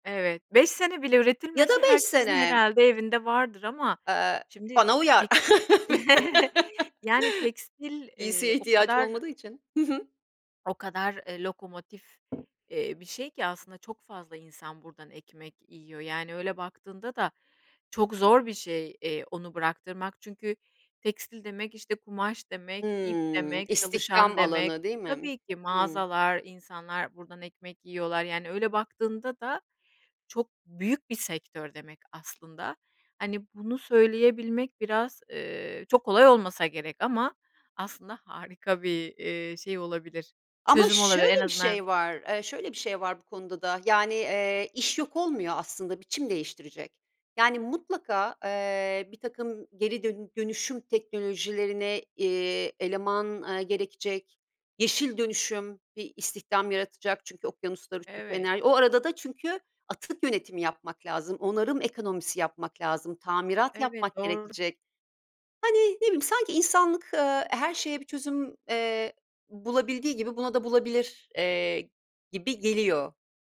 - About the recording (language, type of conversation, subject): Turkish, podcast, Sürdürülebilir moda hakkında ne düşünüyorsun?
- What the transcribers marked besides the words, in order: chuckle; swallow; tapping; drawn out: "Hı"; unintelligible speech; other background noise